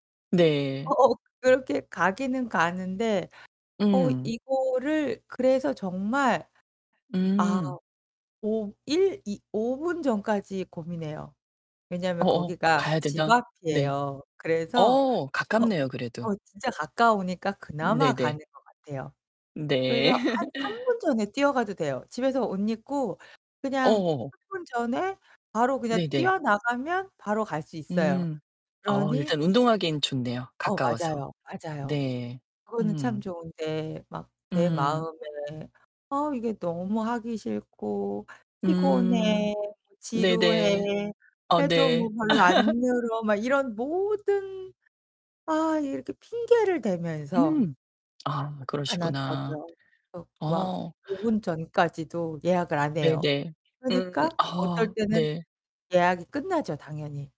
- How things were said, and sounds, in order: static; other background noise; tapping; laughing while speaking: "네"; distorted speech; laugh
- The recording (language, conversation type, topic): Korean, advice, 운동을 시작했는데도 동기부여가 계속 떨어지는 이유가 무엇인가요?